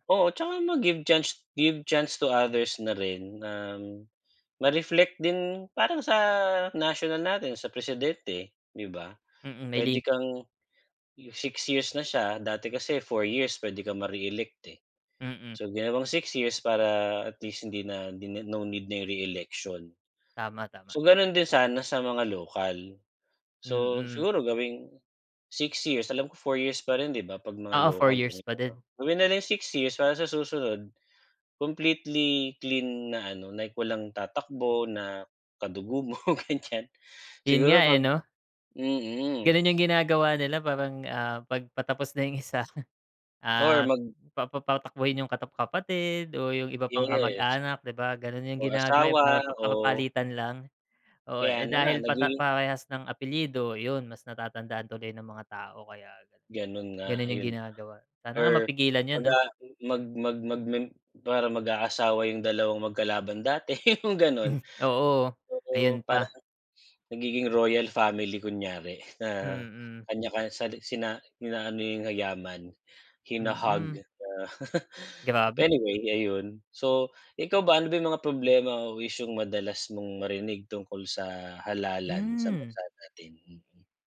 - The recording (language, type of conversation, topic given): Filipino, unstructured, Ano ang palagay mo sa sistema ng halalan sa bansa?
- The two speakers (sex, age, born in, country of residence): male, 35-39, Philippines, Philippines; male, 40-44, Philippines, Philippines
- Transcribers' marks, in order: in English: "give chance to others"; tapping; laughing while speaking: "ganyan"; laughing while speaking: "isa"; other background noise; other noise; laughing while speaking: "'yung ganun"; chuckle